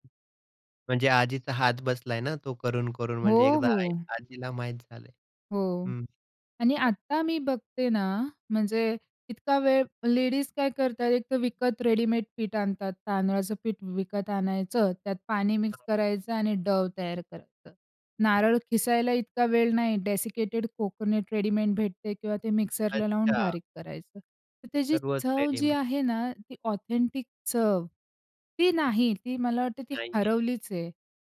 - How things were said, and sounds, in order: tapping; unintelligible speech; in English: "डव"; in English: "डेसिकेटेड कोकोनट"; in English: "ऑथेंटिक"
- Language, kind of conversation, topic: Marathi, podcast, ही रेसिपी पूर्वीच्या काळात आणि आत्ताच्या काळात कशी बदलली आहे?